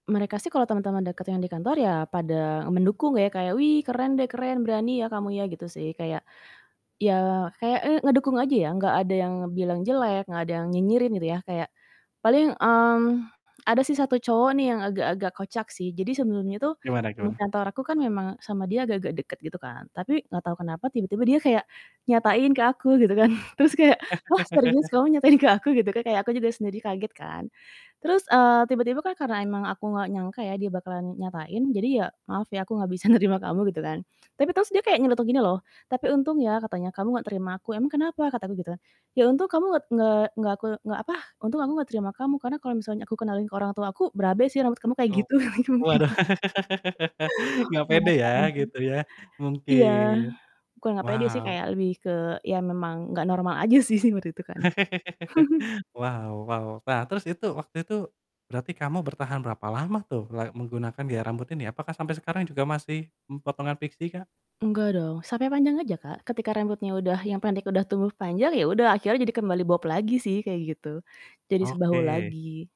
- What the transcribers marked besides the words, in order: static; chuckle; laugh; laughing while speaking: "ke"; laughing while speaking: "nerima"; laugh; unintelligible speech; chuckle; other background noise; unintelligible speech; laughing while speaking: "sih sih"; laugh; chuckle
- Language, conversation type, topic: Indonesian, podcast, Pernahkah kamu sengaja mengubah gaya, dan apa alasannya?